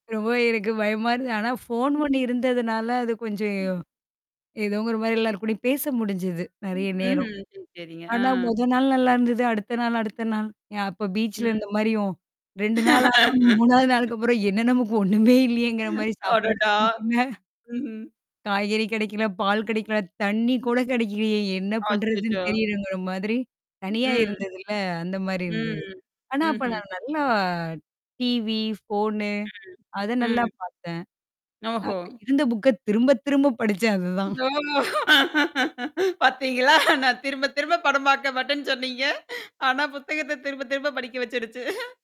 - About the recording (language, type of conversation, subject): Tamil, podcast, ஒரு வாரம் தனியாக பொழுதுபோக்குக்கு நேரம் கிடைத்தால், அந்த நேரத்தை நீங்கள் எப்படி செலவிடுவீர்கள்?
- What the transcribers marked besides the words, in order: other background noise; mechanical hum; static; distorted speech; laugh; laughing while speaking: "மூணாவது நாளுக்கப்புறம் என்ன நமக்கு ஒண்ணுமே இல்லையேங்கிற மாரி சாப்பாடும் கெடைக்கல"; chuckle; other noise; drawn out: "ம்"; laughing while speaking: "படிச்சேன் அதுதான்"; laughing while speaking: "ஓ! பார்த்தீங்களா? நான் திரும்ப, திரும்ப … திரும்ப படிக்க வச்சுடுச்சு"